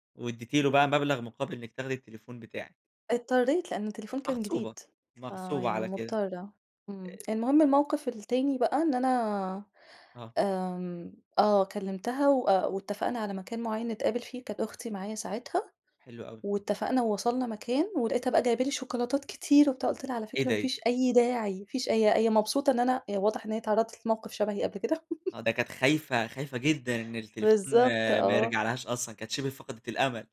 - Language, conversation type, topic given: Arabic, podcast, إيه أول درس اتعلمته في بيت أهلك؟
- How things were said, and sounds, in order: other background noise; laugh; tapping